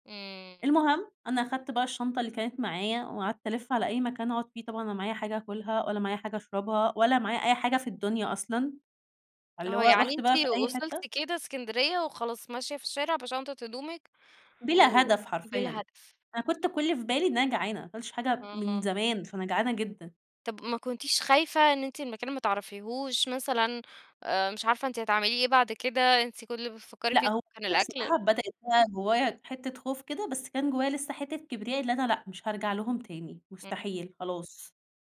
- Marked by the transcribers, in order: none
- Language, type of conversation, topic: Arabic, podcast, مين ساعدك لما كنت تايه؟